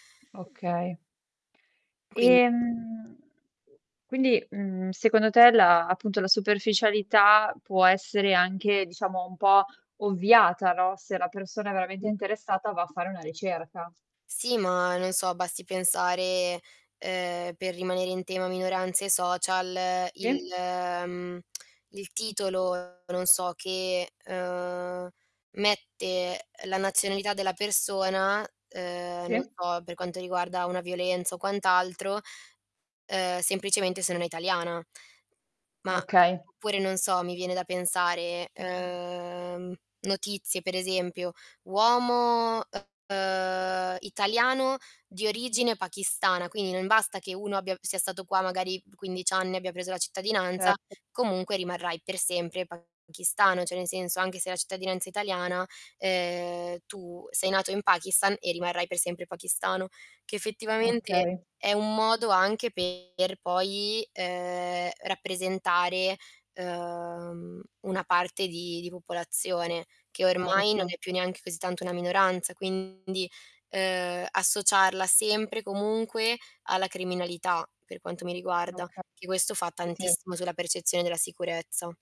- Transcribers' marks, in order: tapping; distorted speech; drawn out: "Ehm"; other background noise; drawn out: "il"; tsk; drawn out: "ehm"; drawn out: "ehm"; drawn out: "ehm"; drawn out: "ehm"; drawn out: "ehm"
- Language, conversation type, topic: Italian, podcast, In che modo la rappresentazione delle minoranze nei media incide sulla società?